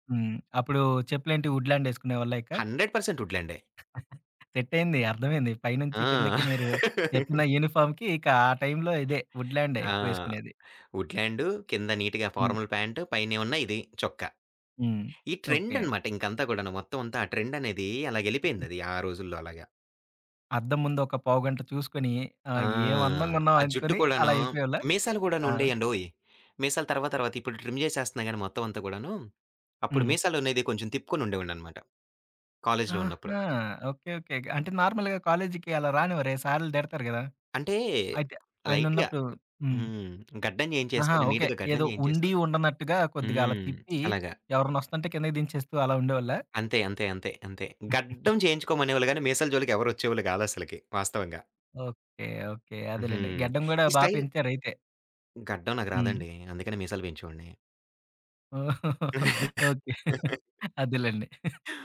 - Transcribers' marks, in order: in English: "హండ్రెడ్ పర్సంట్"; giggle; in English: "యూనిఫామ్‌కి"; laugh; tapping; in English: "నీట్‌గా ఫార్మల్"; giggle; in English: "ట్రిమ్"; in English: "నార్మల్‌గా"; other background noise; in English: "లైట్‌గా"; in English: "నీట్‌గా"; lip smack; giggle; in English: "స్టైల్"; chuckle; laughing while speaking: "అదేలెండి"
- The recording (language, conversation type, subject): Telugu, podcast, నీ స్టైల్‌కు ప్రేరణ ఎవరు?